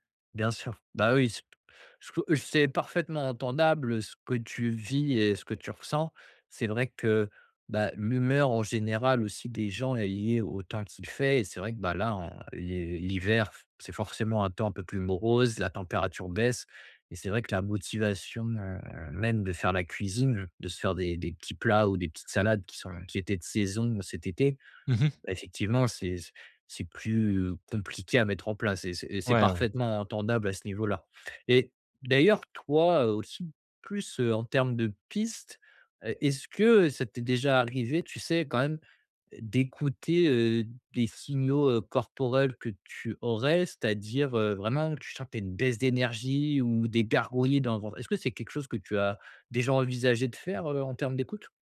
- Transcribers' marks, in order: none
- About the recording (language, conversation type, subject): French, advice, Comment savoir si j’ai vraiment faim ou si c’est juste une envie passagère de grignoter ?
- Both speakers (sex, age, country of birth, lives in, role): male, 25-29, France, France, advisor; male, 35-39, France, France, user